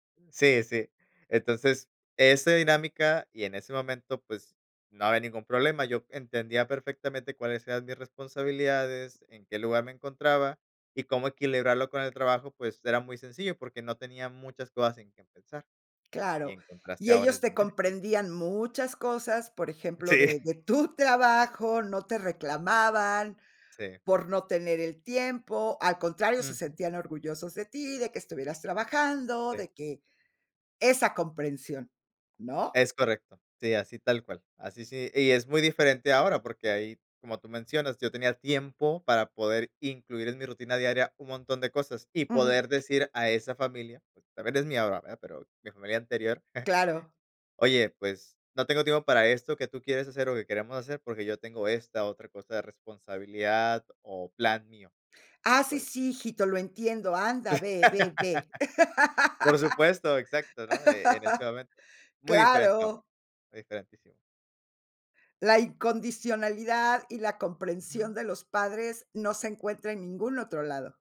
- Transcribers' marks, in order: giggle; giggle; laugh; laugh
- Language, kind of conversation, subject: Spanish, podcast, ¿Cómo equilibras trabajo, familia y aprendizaje?